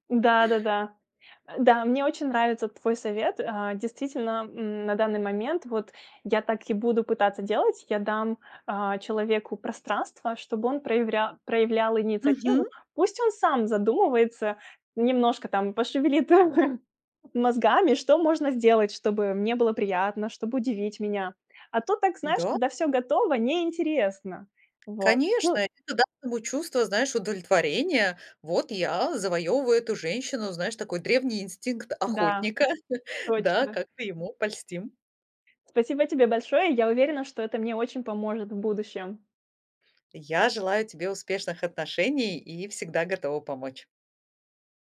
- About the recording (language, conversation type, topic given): Russian, advice, Как понять, совместимы ли мы с партнёром, если наши жизненные приоритеты не совпадают?
- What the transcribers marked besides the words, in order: chuckle; tapping; other background noise; chuckle